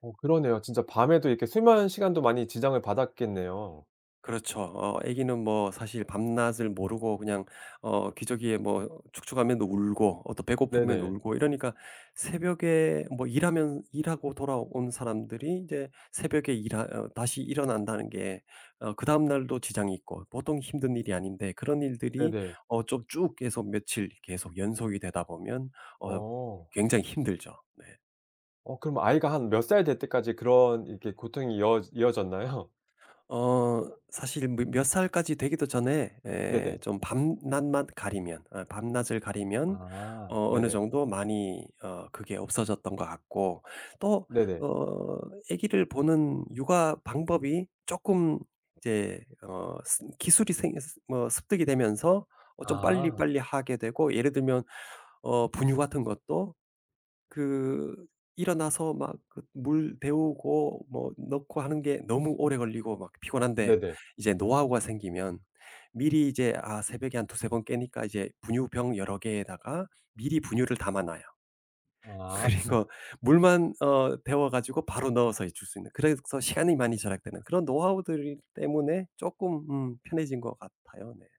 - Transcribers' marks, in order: tapping; laughing while speaking: "그리고"; laugh
- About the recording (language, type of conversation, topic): Korean, podcast, 집안일 분담은 보통 어떻게 정하시나요?